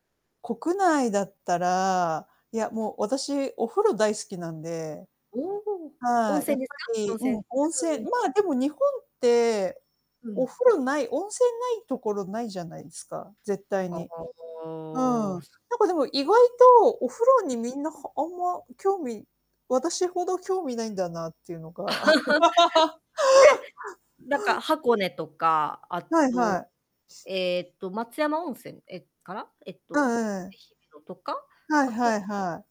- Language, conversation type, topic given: Japanese, unstructured, どんなときに自分らしくいられますか？
- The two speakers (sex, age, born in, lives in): female, 35-39, Japan, Japan; female, 50-54, Japan, Japan
- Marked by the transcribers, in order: distorted speech; laugh